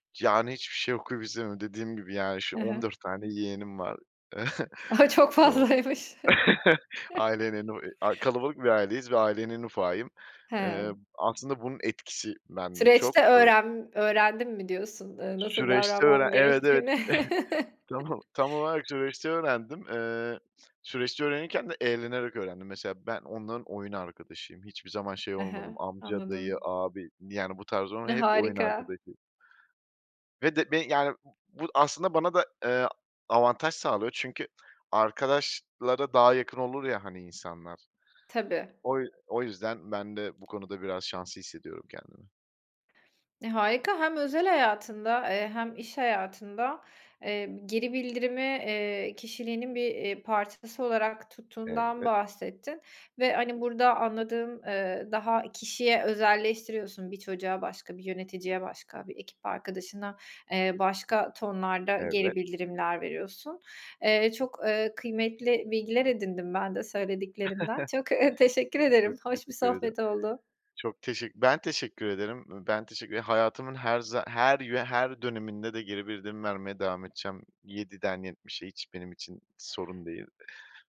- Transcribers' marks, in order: laughing while speaking: "Çok fazlaymış"; chuckle; unintelligible speech; chuckle; chuckle; laughing while speaking: "tam o"; chuckle; lip smack; tapping; other background noise; chuckle; laughing while speaking: "eee, teşekkür ederim"
- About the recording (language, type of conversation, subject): Turkish, podcast, Geri bildirim verirken nelere dikkat edersin?
- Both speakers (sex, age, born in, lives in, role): female, 30-34, Turkey, Netherlands, host; male, 25-29, Turkey, Poland, guest